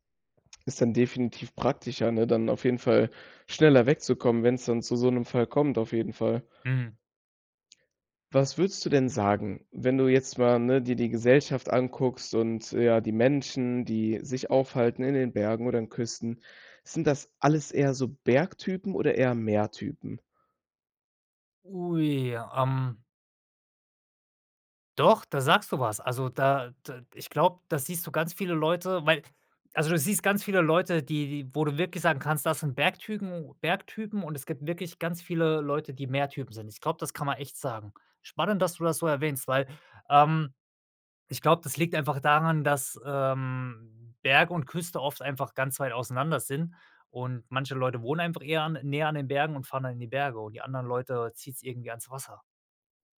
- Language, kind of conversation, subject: German, podcast, Was fasziniert dich mehr: die Berge oder die Küste?
- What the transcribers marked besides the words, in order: none